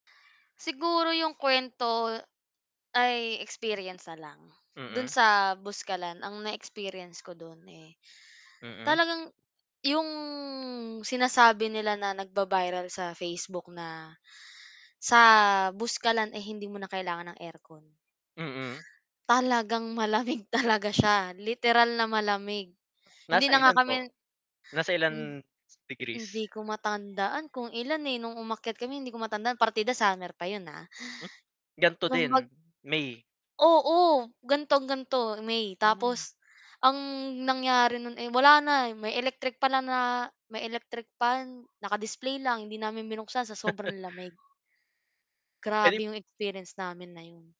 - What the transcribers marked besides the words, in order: other background noise; static; tapping; chuckle
- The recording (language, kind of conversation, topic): Filipino, unstructured, Ano ang pinakamagandang tanawin na nakita mo sa isang biyahe?